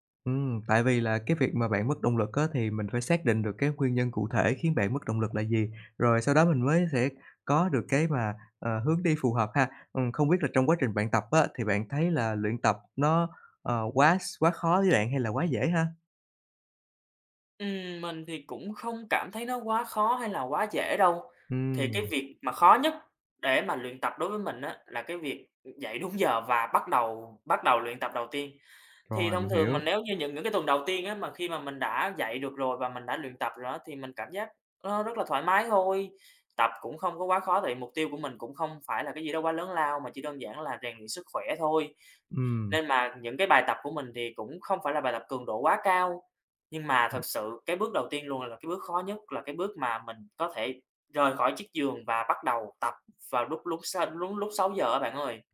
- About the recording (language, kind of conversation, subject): Vietnamese, advice, Tại sao tôi lại mất động lực sau vài tuần duy trì một thói quen, và làm sao để giữ được lâu dài?
- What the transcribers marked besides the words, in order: laughing while speaking: "đúng giờ"; other noise